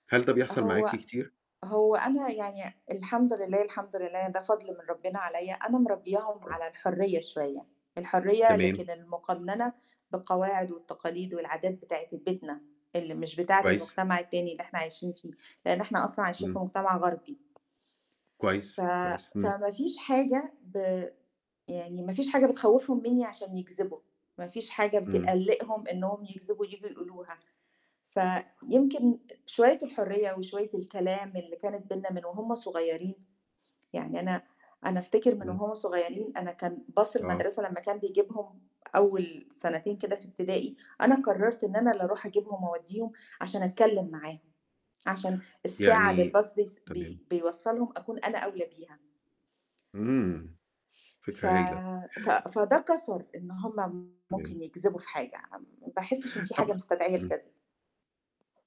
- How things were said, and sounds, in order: tapping; in English: "bus"; in English: "الbus"; distorted speech
- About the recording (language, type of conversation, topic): Arabic, podcast, إزاي بتحلّوا سوء التفاهم اللي بيحصل في البيت؟